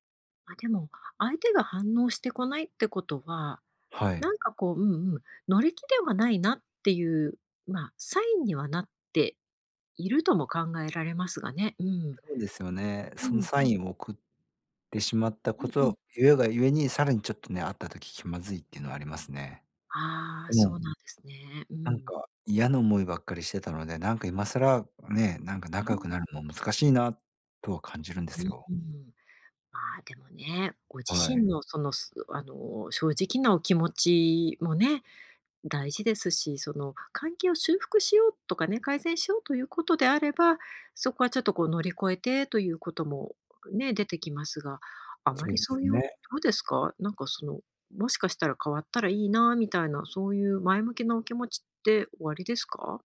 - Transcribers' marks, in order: other noise
- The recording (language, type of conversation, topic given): Japanese, advice, お祝いの席や集まりで気まずくなってしまうとき、どうすればいいですか？